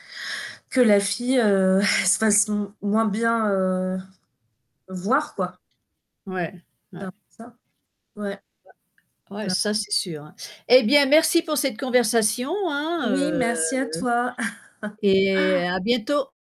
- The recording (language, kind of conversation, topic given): French, unstructured, Quel conseil donnerais-tu à ton toi plus jeune ?
- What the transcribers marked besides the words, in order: chuckle; static; distorted speech; tapping; unintelligible speech; other background noise; chuckle